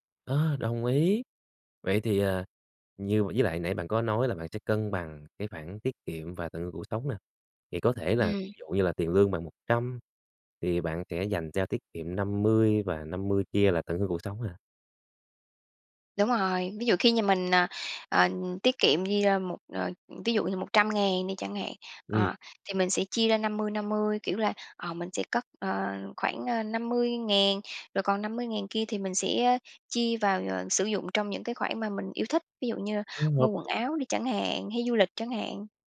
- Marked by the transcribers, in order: tapping
- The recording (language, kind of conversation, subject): Vietnamese, podcast, Bạn cân bằng giữa tiết kiệm và tận hưởng cuộc sống thế nào?